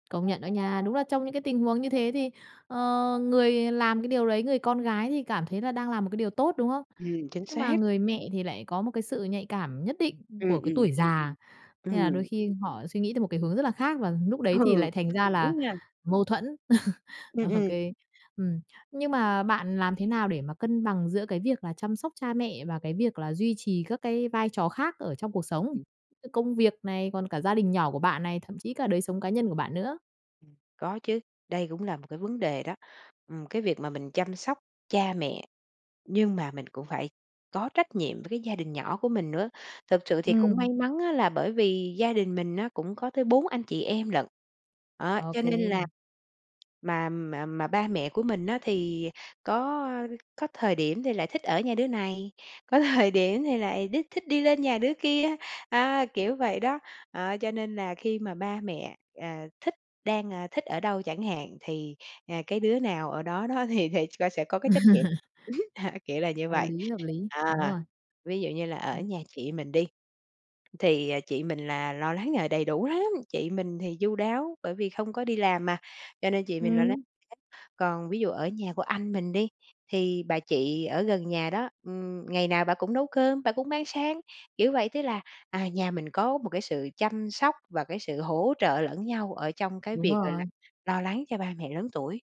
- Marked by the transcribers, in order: tapping; other background noise; other noise; laughing while speaking: "Ừ"; chuckle; laughing while speaking: "thời"; laughing while speaking: "thì thì"; laugh; laughing while speaking: "ưm"; laugh; unintelligible speech
- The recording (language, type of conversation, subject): Vietnamese, podcast, Làm sao để đặt ranh giới khi chăm sóc cha mẹ già mà vẫn trân trọng họ?